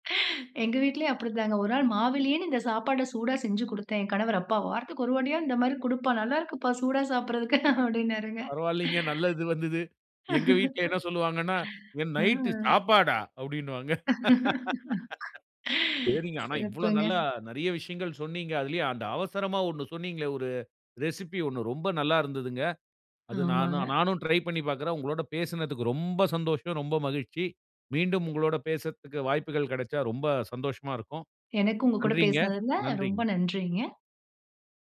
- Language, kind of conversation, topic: Tamil, podcast, வீட்டில் அவசரமாக இருக்கும் போது விரைவாகவும் சுவையாகவும் உணவு சமைக்க என்னென்ன உத்திகள் பயன்படும்?
- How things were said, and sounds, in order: laughing while speaking: "சூடா சாப்பிடுறக்கு, அப்படின்னாருங்க. ம்"; laugh; in English: "ரெசிப்பி"; other noise